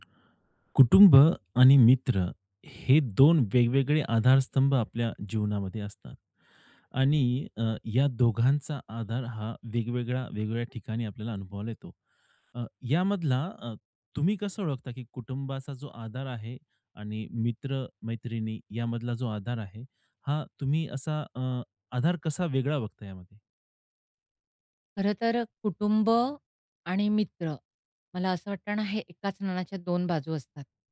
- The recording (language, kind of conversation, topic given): Marathi, podcast, कुटुंब आणि मित्र यांमधला आधार कसा वेगळा आहे?
- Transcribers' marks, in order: tapping; other background noise